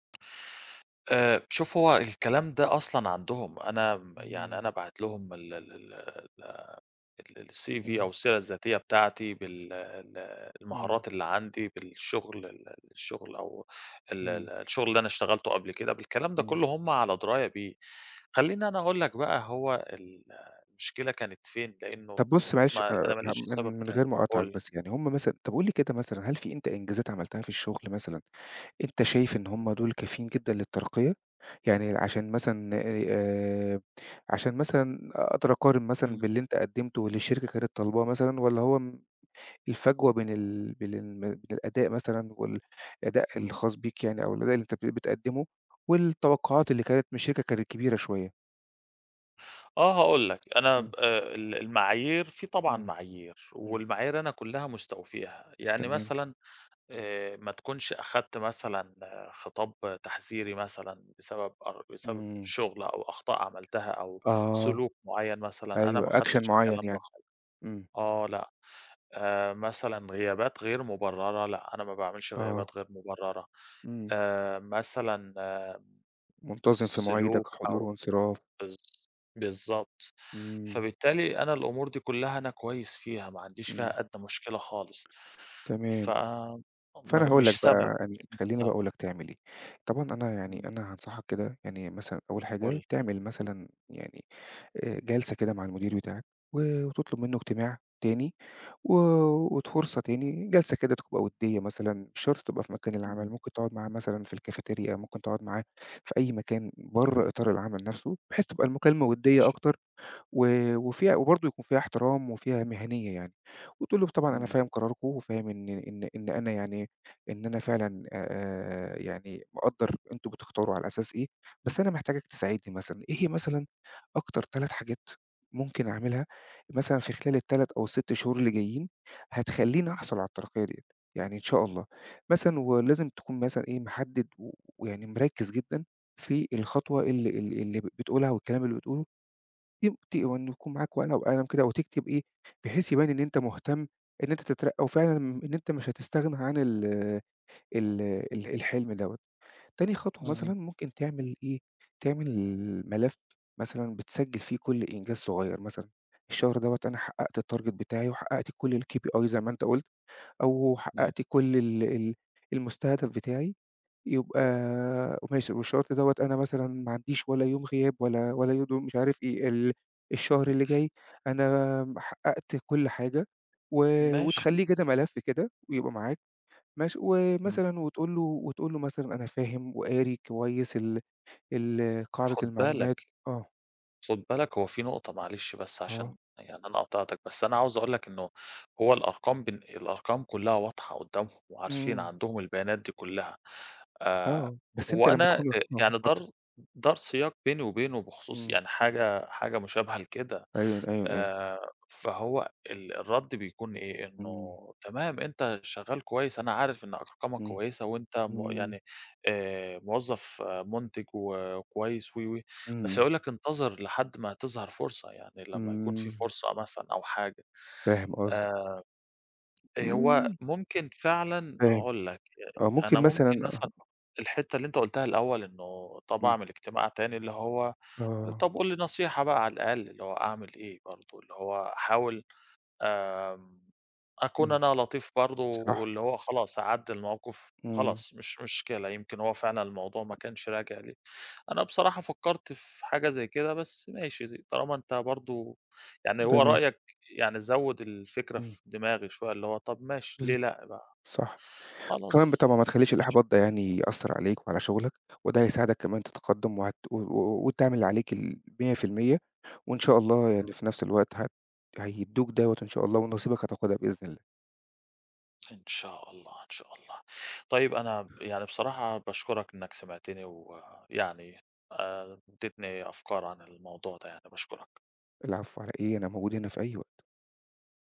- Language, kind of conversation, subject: Arabic, advice, إزاي طلبت ترقية واترفضت؟
- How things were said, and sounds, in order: in English: "الCV"; tapping; in English: "action"; in English: "الtarget"; in English: "الKPI"